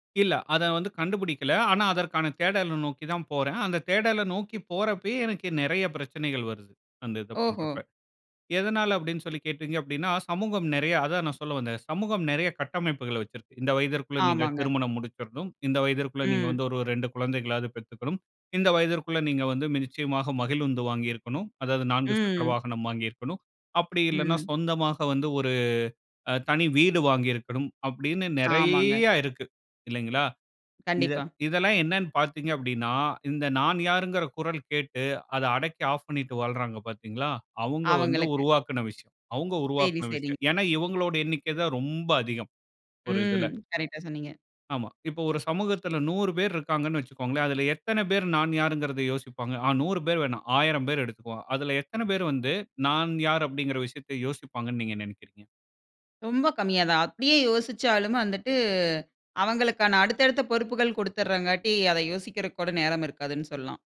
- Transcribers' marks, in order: "நிச்சயமாக" said as "மிதிச்சயமாக"; drawn out: "ஒரு"; drawn out: "நிறைய"; other background noise; drawn out: "வந்துட்டு"
- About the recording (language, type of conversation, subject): Tamil, podcast, வேலைக்கும் வாழ்க்கைக்கும் ஒரே அர்த்தம்தான் உள்ளது என்று நீங்கள் நினைக்கிறீர்களா?